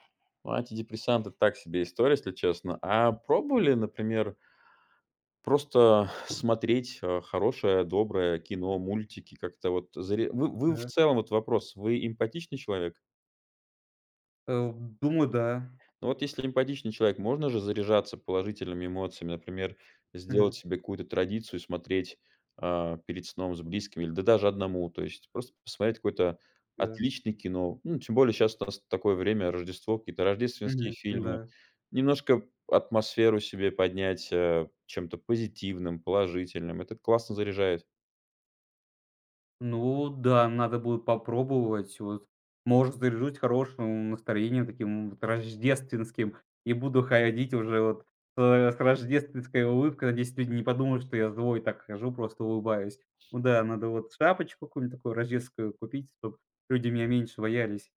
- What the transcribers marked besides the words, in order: tapping; stressed: "рождественским"
- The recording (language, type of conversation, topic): Russian, advice, Как вы описали бы ситуацию, когда ставите карьеру выше своих ценностей и из‑за этого теряете смысл?